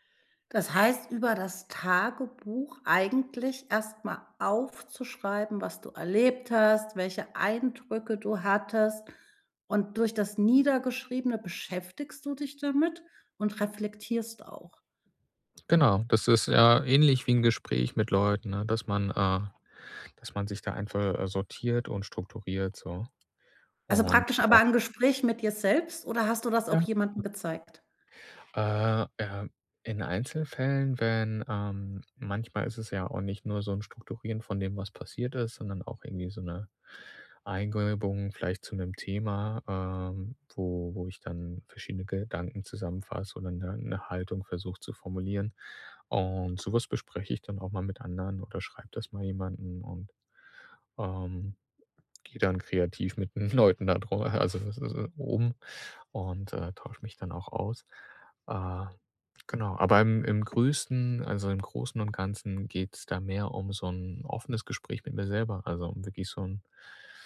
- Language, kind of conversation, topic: German, podcast, Welche kleine Entscheidung führte zu großen Veränderungen?
- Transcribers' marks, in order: laughing while speaking: "'n Leuten da drüber"